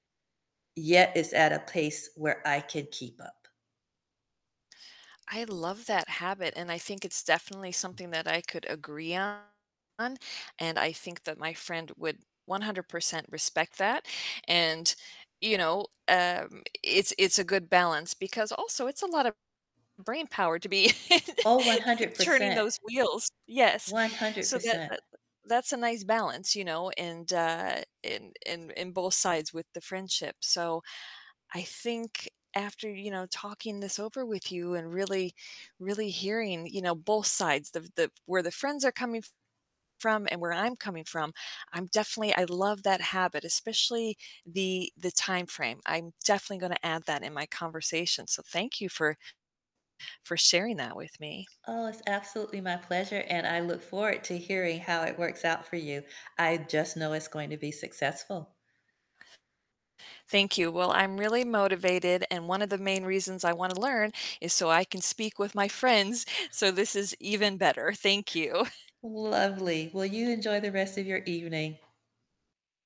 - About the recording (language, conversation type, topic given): English, unstructured, What role do your friends play in helping you learn better?
- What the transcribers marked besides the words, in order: static; other background noise; distorted speech; laugh; laughing while speaking: "you"; tapping